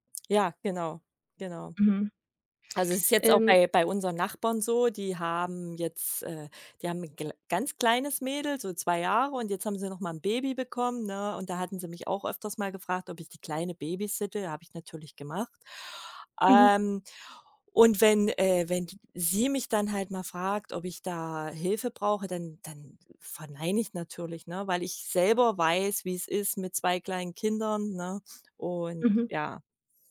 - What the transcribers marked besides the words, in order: other background noise
- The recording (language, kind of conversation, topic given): German, advice, Wie kann ich Nein sagen und meine Grenzen ausdrücken, ohne mich schuldig zu fühlen?